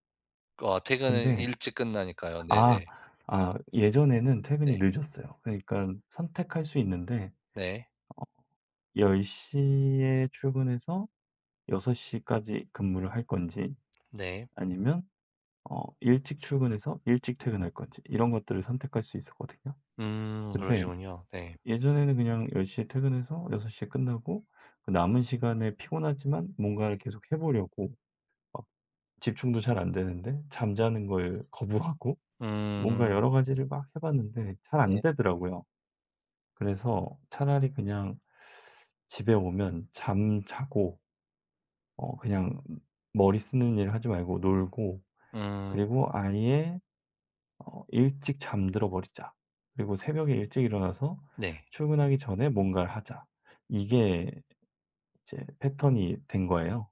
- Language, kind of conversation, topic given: Korean, advice, 야간 근무로 수면 시간이 뒤바뀐 상태에 적응하기가 왜 이렇게 어려울까요?
- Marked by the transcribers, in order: other background noise